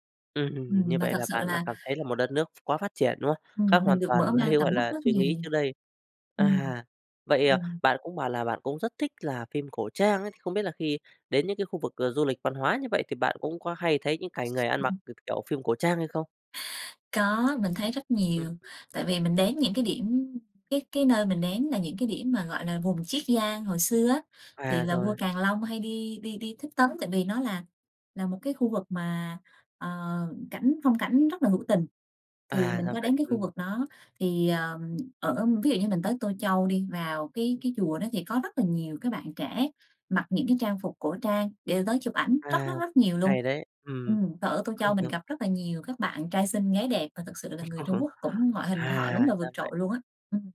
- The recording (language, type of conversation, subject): Vietnamese, podcast, Bạn có thể kể lại một trải nghiệm khám phá văn hóa đã khiến bạn thay đổi quan điểm không?
- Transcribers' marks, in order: other background noise; tapping; laughing while speaking: "với"; chuckle; laugh; laugh